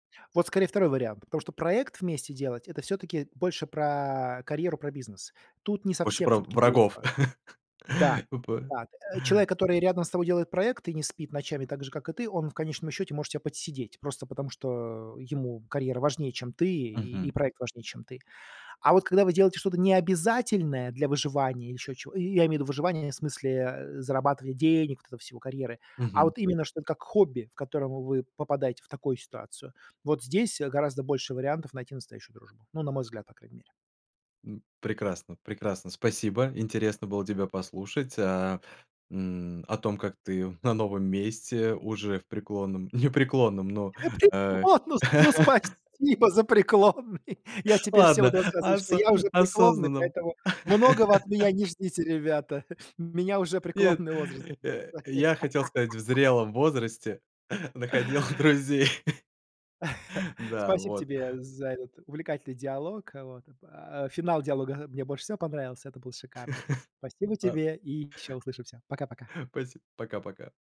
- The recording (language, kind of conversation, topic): Russian, podcast, Как ты находил друзей среди местных жителей?
- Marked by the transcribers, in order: drawn out: "про"; chuckle; "Хочу" said as "хопчу"; laughing while speaking: "Ну, спасибо за преклонный!"; chuckle; chuckle; chuckle; laughing while speaking: "преклонный возраст записали"; laugh; laughing while speaking: "находил друзей"; laugh; chuckle; "Спасибо" said as "пасибо"; "Спасибо" said as "пасиб"